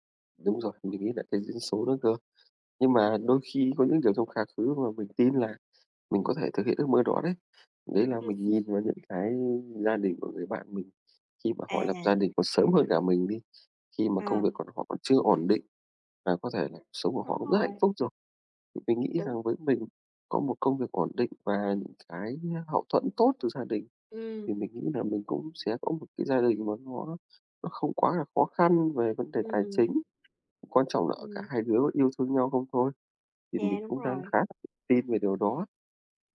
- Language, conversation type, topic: Vietnamese, unstructured, Bạn mong muốn đạt được điều gì trong 5 năm tới?
- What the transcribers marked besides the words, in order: tapping; chuckle; other background noise